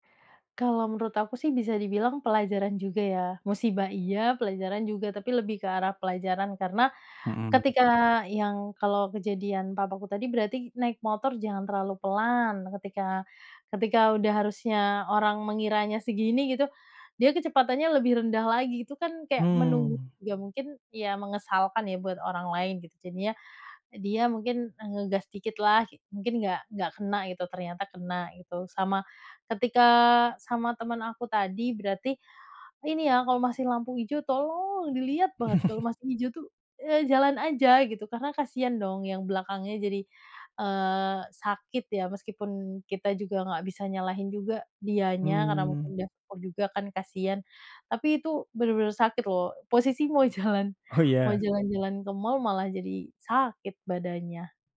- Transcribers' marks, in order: laugh
- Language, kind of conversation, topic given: Indonesian, podcast, Pernahkah Anda mengalami kecelakaan ringan saat berkendara, dan bagaimana ceritanya?